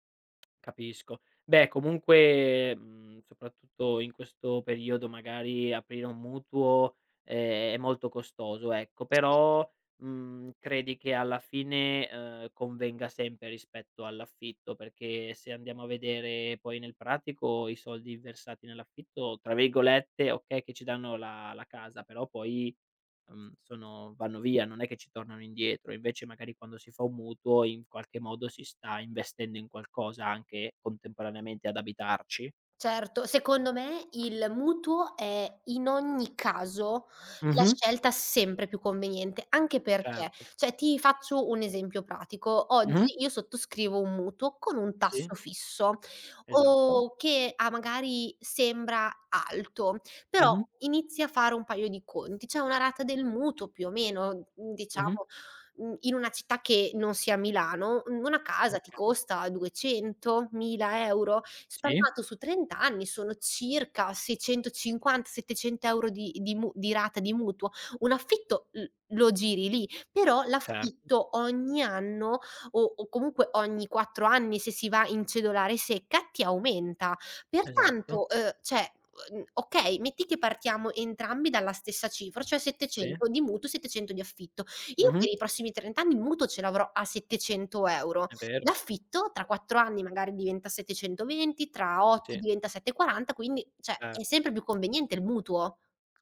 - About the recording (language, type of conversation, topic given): Italian, podcast, Come scegliere tra comprare o affittare casa?
- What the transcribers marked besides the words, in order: tapping; unintelligible speech; other background noise; "cioè" said as "ceh"; "cioè" said as "ceh"; "cioè" said as "ceh"; "cioè" said as "ceh"